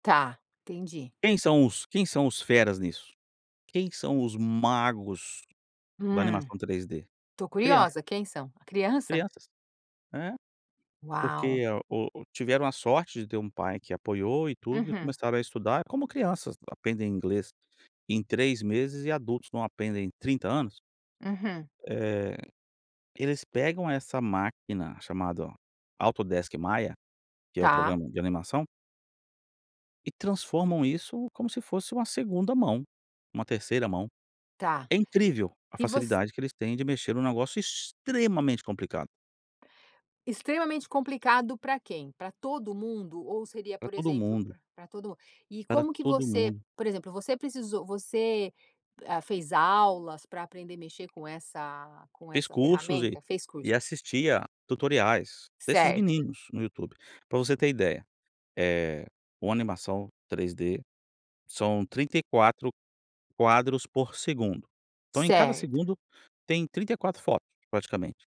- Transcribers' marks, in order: none
- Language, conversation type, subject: Portuguese, podcast, Como reconhecer se alguém pode ser um bom mentor para você?